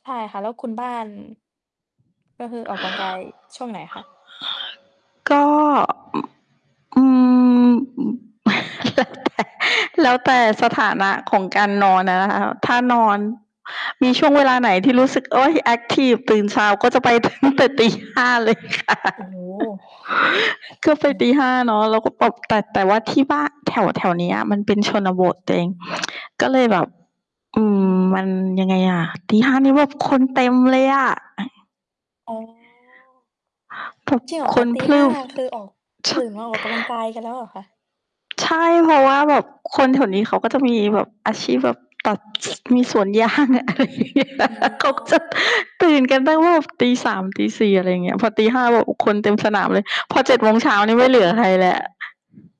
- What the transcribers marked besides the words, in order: other background noise; static; laugh; laughing while speaking: "ตั้งแต่ตี ห้า เลยค่ะ"; laugh; chuckle; distorted speech; laughing while speaking: "ยาง อะไรอย่างเงี้ย เขาก็จะ"
- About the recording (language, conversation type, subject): Thai, unstructured, ระหว่างการออกกำลังกายในยิมกับการออกกำลังกายกลางแจ้ง คุณคิดว่าแบบไหนเหมาะกับคุณมากกว่ากัน?